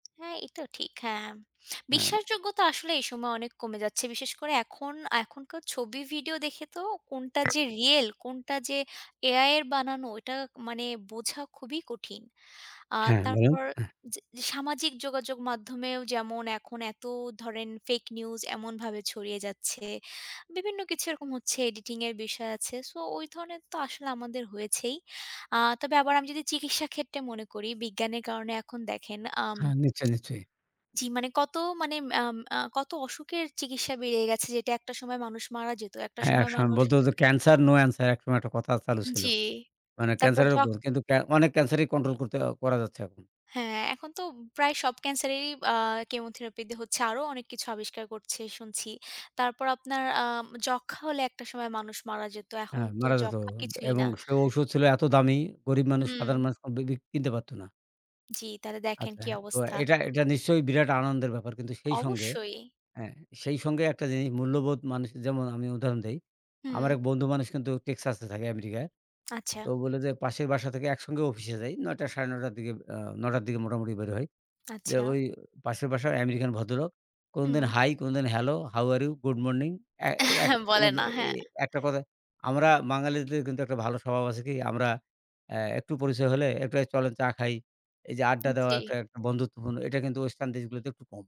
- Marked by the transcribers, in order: other background noise; in English: "fake news"; lip smack; in English: "cancer, no answer"; in English: "hello, how are you? Good morning"; chuckle; laughing while speaking: "বলে না"
- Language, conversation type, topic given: Bengali, unstructured, বিজ্ঞান কীভাবে তোমার জীবনকে আরও আনন্দময় করে তোলে?